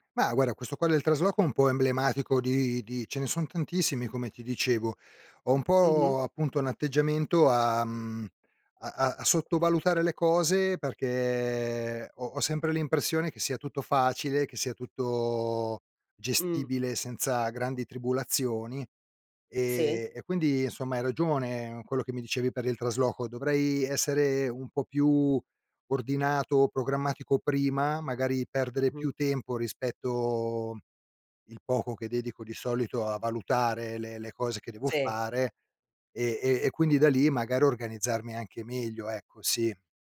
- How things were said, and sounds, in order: drawn out: "perché"; drawn out: "tutto"
- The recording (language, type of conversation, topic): Italian, advice, Come mai sottovaluti quanto tempo ti serve per fare i compiti?